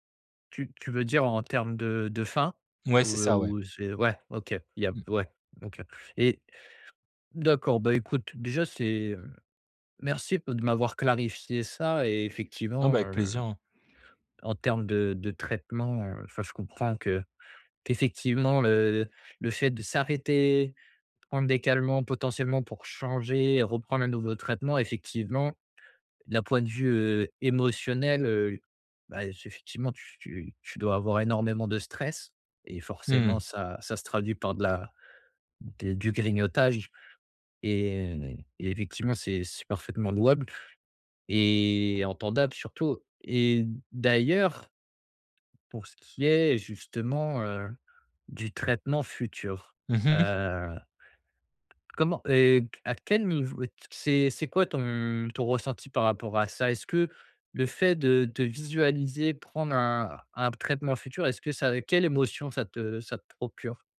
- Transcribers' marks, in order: none
- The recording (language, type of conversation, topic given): French, advice, Comment savoir si j’ai vraiment faim ou si c’est juste une envie passagère de grignoter ?